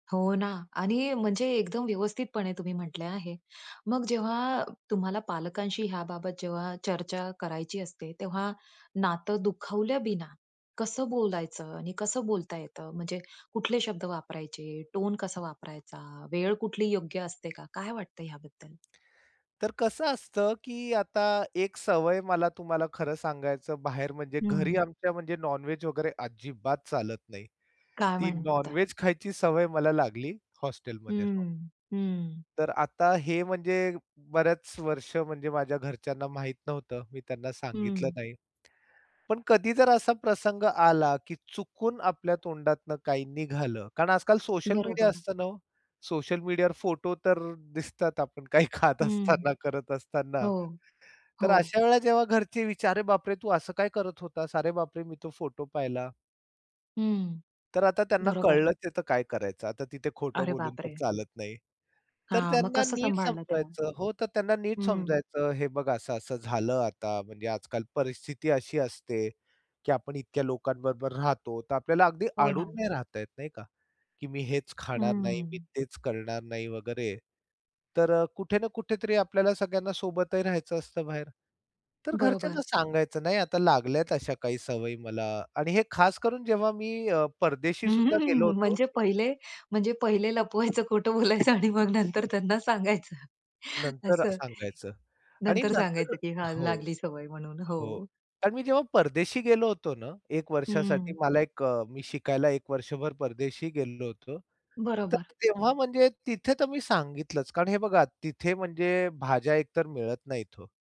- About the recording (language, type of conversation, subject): Marathi, podcast, पालकांनी दिलेली शिकवण कधी बदलावी लागली का?
- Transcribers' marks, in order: other background noise; tapping; laughing while speaking: "आपण काही खात असताना, करत असताना"; chuckle; laughing while speaking: "म्हणजे पहिले लपवायचं, खोटं बोलायचं, आणि मग नंतर त्यांना सांगायचं"